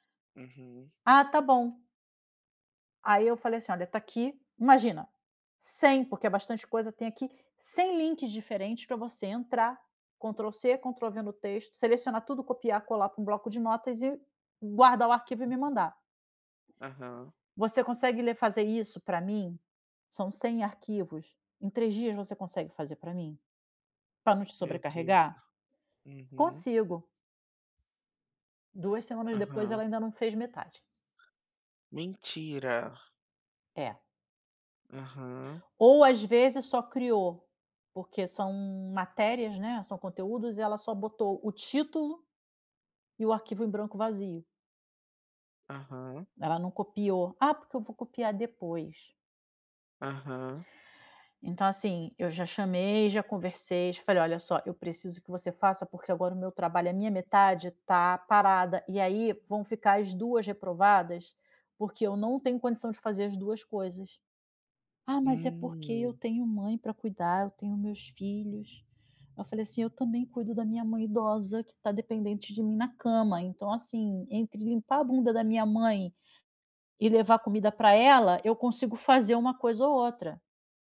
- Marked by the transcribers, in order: other background noise
- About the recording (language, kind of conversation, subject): Portuguese, advice, Como posso viver alinhado aos meus valores quando os outros esperam algo diferente?